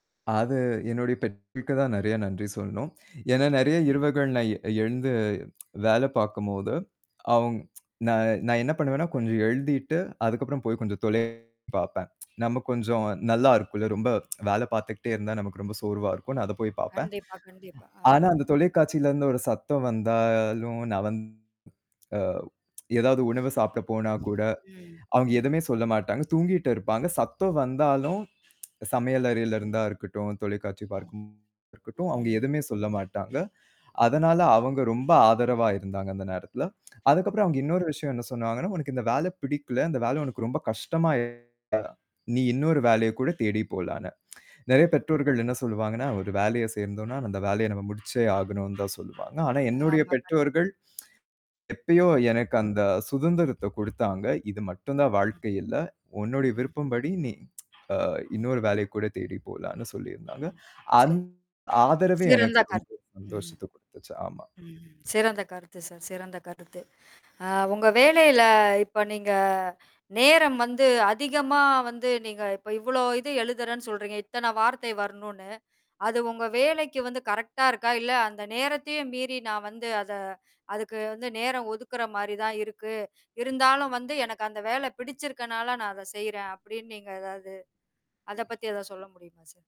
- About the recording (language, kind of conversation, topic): Tamil, podcast, உங்களுடைய முதல் வேலை அனுபவம் எப்படி இருந்தது?
- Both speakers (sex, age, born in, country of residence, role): female, 40-44, India, India, host; male, 25-29, India, India, guest
- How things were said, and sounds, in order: distorted speech; other background noise; tsk; "அவுங்க" said as "அவுங்"; tsk; tsk; other noise; tsk; horn; tsk; tsk; mechanical hum; tapping; tsk; tsk; tsk; static